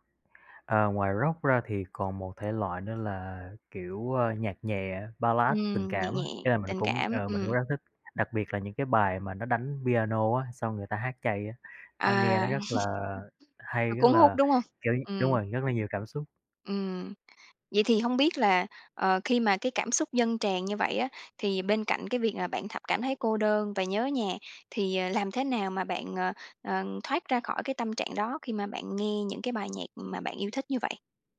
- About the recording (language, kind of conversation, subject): Vietnamese, podcast, Thể loại nhạc nào có thể khiến bạn vui hoặc buồn ngay lập tức?
- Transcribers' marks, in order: tapping; chuckle